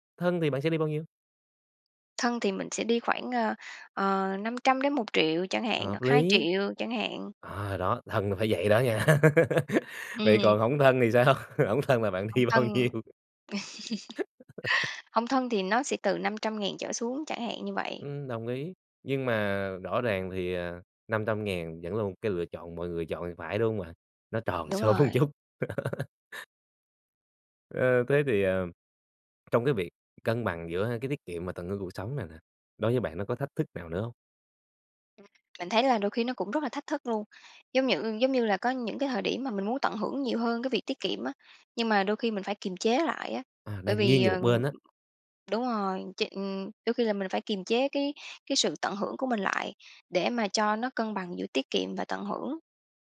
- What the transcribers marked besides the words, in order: tapping; laughing while speaking: "nha"; laugh; laughing while speaking: "thì sao?"; laughing while speaking: "đi bao nhiêu?"; chuckle; laugh; laughing while speaking: "số chút"; laugh; other background noise
- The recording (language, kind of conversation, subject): Vietnamese, podcast, Bạn cân bằng giữa tiết kiệm và tận hưởng cuộc sống thế nào?